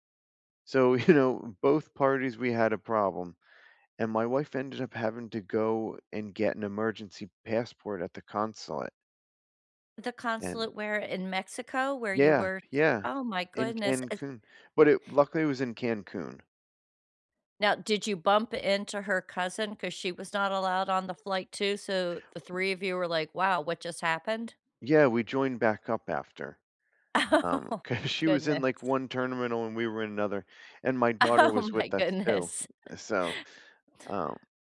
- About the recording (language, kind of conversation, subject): English, unstructured, What’s a travel story you love telling?
- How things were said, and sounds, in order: laughing while speaking: "you"; other background noise; laughing while speaking: "Oh my"; laughing while speaking: "'cause"; "terminal" said as "terniminal"; laughing while speaking: "Oh my goodness"